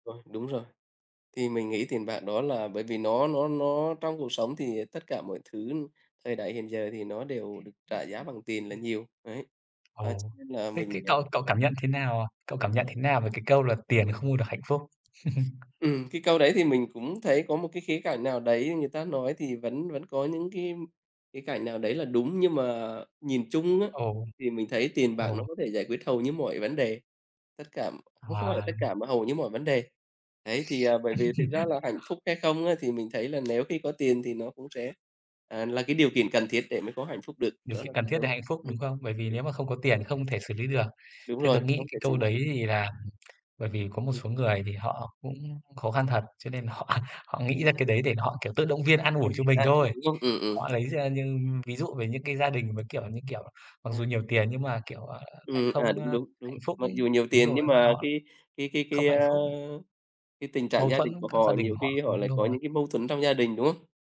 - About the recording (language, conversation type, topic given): Vietnamese, unstructured, Tiền bạc có phải là nguyên nhân chính gây căng thẳng trong cuộc sống không?
- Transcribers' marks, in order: other background noise; tapping; laugh; laugh; unintelligible speech; laughing while speaking: "họ"